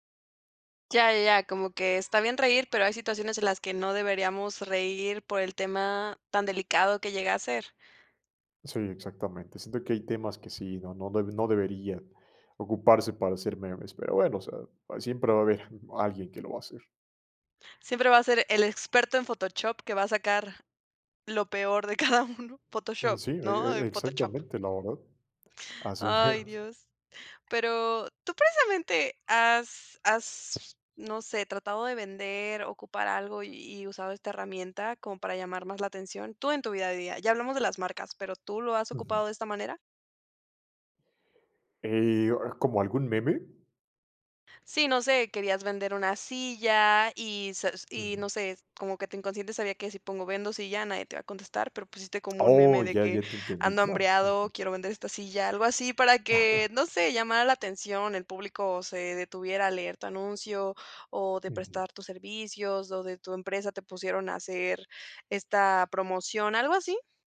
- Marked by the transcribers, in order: "Photoshop" said as "Photochop"; laughing while speaking: "cada uno"; "Photoshop" said as "Photochop"; laughing while speaking: "así meros"; other noise; chuckle
- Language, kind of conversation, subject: Spanish, podcast, ¿Por qué crees que los memes se vuelven tan poderosos socialmente?